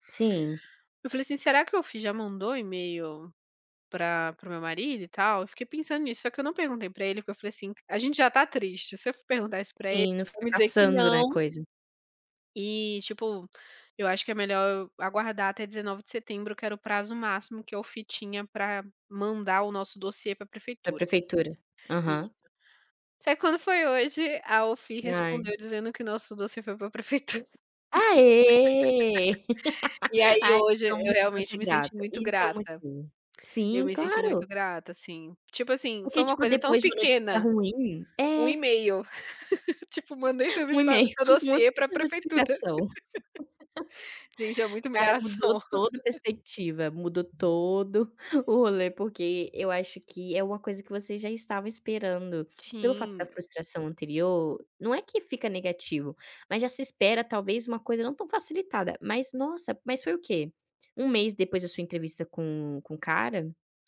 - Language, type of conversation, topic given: Portuguese, unstructured, O que faz você se sentir grato hoje?
- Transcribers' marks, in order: stressed: "Aê!"; laugh; laugh; laugh; laugh